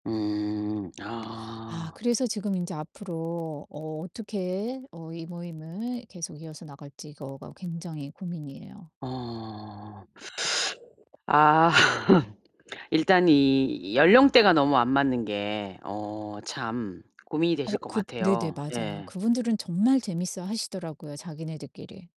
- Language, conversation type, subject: Korean, advice, 파티나 휴일이 기대와 달라서 실망하거나 피곤할 때는 어떻게 하면 좋을까요?
- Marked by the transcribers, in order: distorted speech; teeth sucking; laugh; tapping